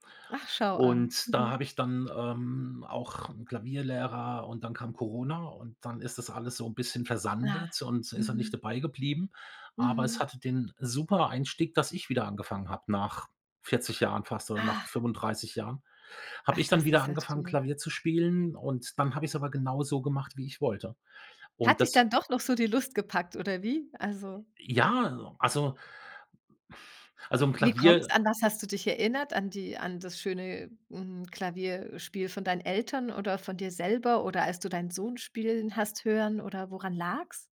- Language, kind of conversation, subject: German, podcast, Welche kleinen Schritte machen den Wiedereinstieg leichter?
- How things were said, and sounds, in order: other background noise; other noise; exhale